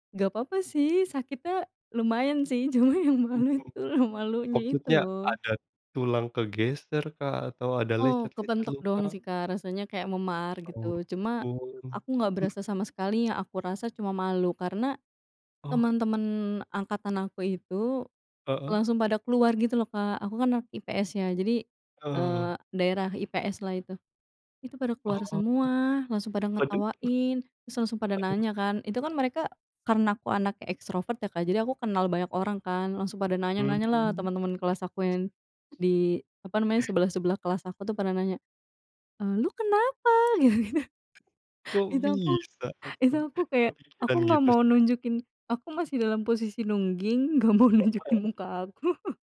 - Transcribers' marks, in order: laughing while speaking: "cuma yang malu tuh malunya"; unintelligible speech; laugh; laugh; other background noise; tapping; laughing while speaking: "Gitu-gitu. Itu aku"; unintelligible speech; laughing while speaking: "gak mau nunjukin muka aku"; unintelligible speech; laugh
- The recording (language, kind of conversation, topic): Indonesian, podcast, Apa pengalaman paling memalukan yang sekarang bisa kamu tertawakan?